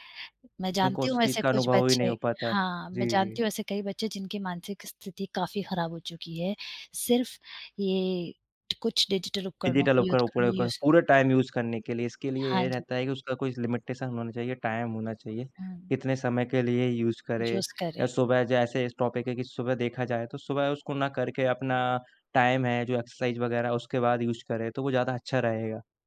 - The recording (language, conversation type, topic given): Hindi, unstructured, क्या आप अपने दिन की शुरुआत बिना किसी डिजिटल उपकरण के कर सकते हैं?
- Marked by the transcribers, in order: other background noise; in English: "डिजिटल"; in English: "डिजिटल"; in English: "यूज़"; in English: "टाइम यूज़"; in English: "लिमिटेशन"; in English: "टाइम"; in English: "यूज़"; in English: "यूज़"; in English: "टॉपिक"; in English: "टाइम"; in English: "एक्सरसाइज़"; in English: "यूज़"